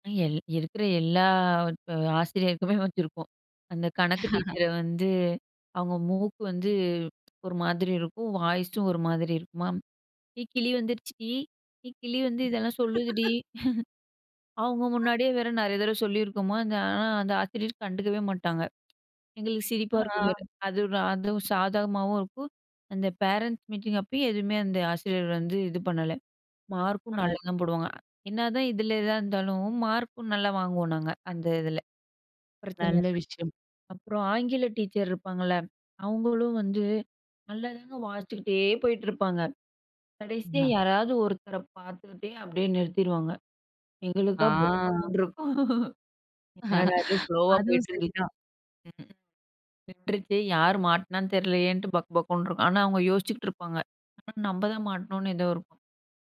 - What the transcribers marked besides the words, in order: laugh; in English: "வாய்ஸ்சும்"; chuckle; laugh; other noise; laughing while speaking: "எங்களுக்கு சிரிப்பா இருக்கும் வேற"; in English: "பேரன்ட்ஸ் மீட்டிங்"; other background noise; drawn out: "ஆ"; laughing while speaking: "என்னடா இது? ஃப்லோவா போயிட்டிருந்துச்சு. விட்டுருச்சே"; in English: "ஃப்லோவா"; laugh
- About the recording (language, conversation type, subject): Tamil, podcast, பள்ளிக்கால நினைவுகளில் உனக்கு பிடித்தது என்ன?